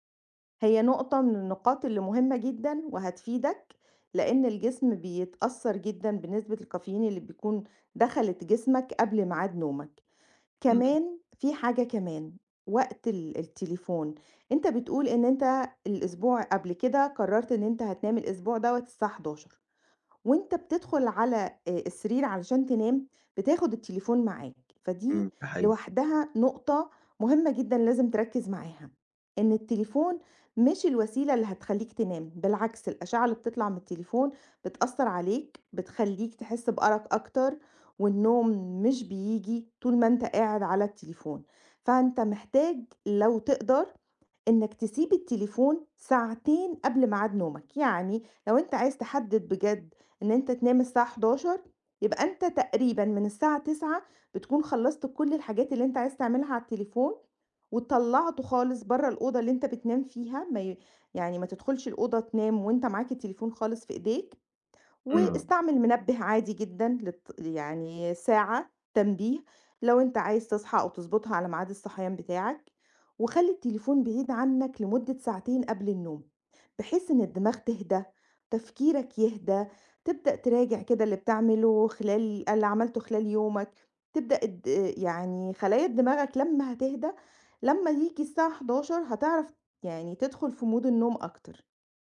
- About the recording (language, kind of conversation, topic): Arabic, advice, إزاي أقدر ألتزم بمواعيد نوم ثابتة؟
- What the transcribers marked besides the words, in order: tapping; in English: "mode"